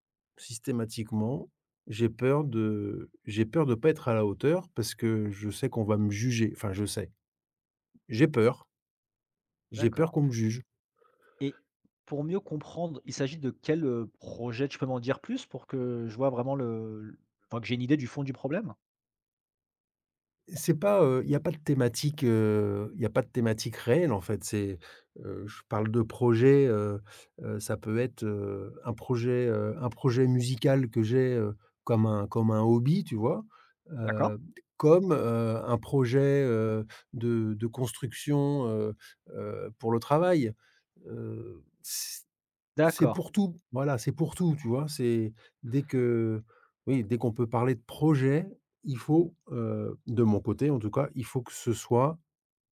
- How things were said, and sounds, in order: tapping
- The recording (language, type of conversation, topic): French, advice, Comment mon perfectionnisme m’empêche-t-il d’avancer et de livrer mes projets ?